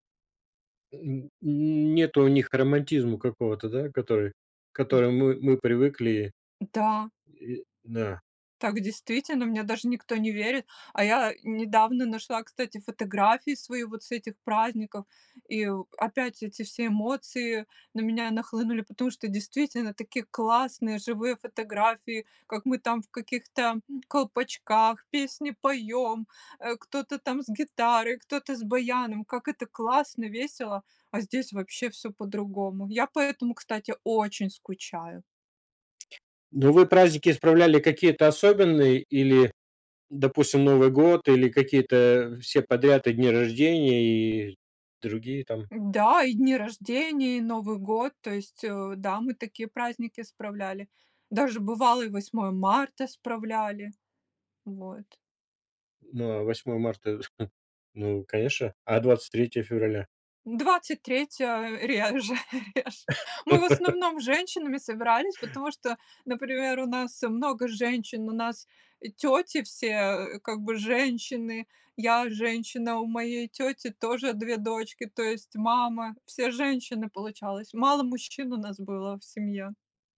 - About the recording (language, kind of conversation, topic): Russian, podcast, Как проходили семейные праздники в твоём детстве?
- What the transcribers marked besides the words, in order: other background noise; chuckle; laugh; laughing while speaking: "Реже"; laugh